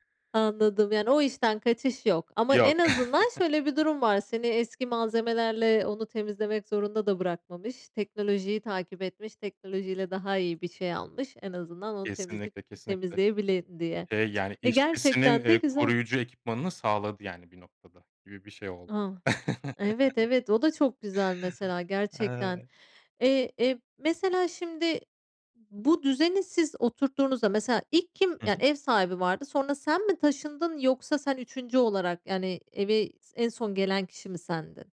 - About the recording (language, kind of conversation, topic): Turkish, podcast, Paylaşılan evde ev işlerini nasıl paylaşıyorsunuz?
- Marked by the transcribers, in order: chuckle; chuckle